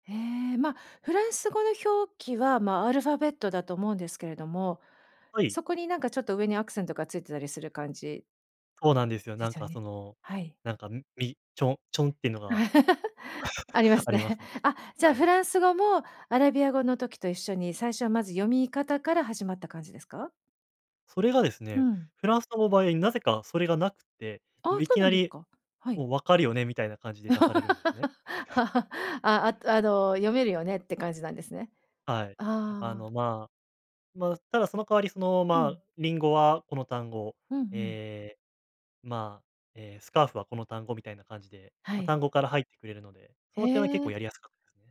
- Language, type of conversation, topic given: Japanese, podcast, 新しいスキルに取り組むとき、最初の一歩として何をしますか？
- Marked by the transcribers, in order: giggle; chuckle; laugh; other noise